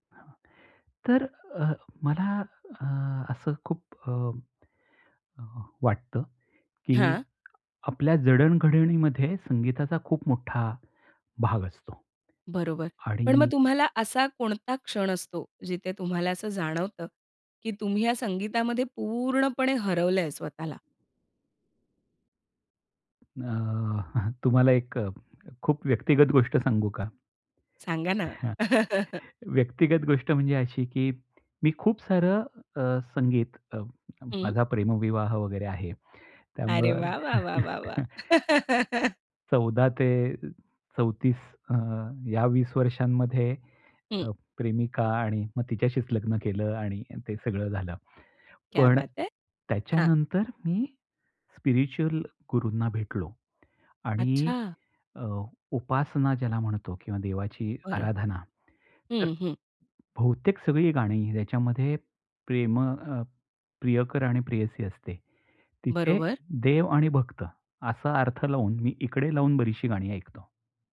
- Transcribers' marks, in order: tapping; chuckle; chuckle; other noise; laugh; chuckle; in Hindi: "क्या बात है!"; in English: "स्पिरिच्युअल"
- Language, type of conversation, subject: Marathi, podcast, संगीताच्या लयींत हरवण्याचा तुमचा अनुभव कसा असतो?